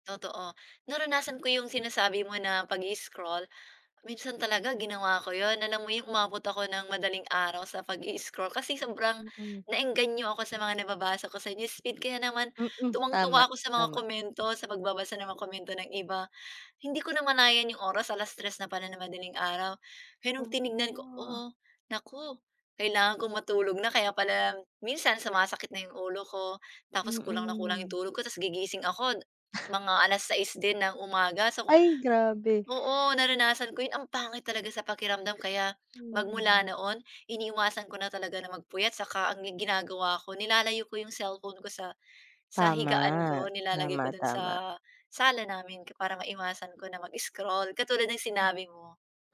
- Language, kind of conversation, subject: Filipino, unstructured, Paano mo ipaliliwanag ang kahalagahan ng pagtulog sa ating kalusugan?
- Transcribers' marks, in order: other background noise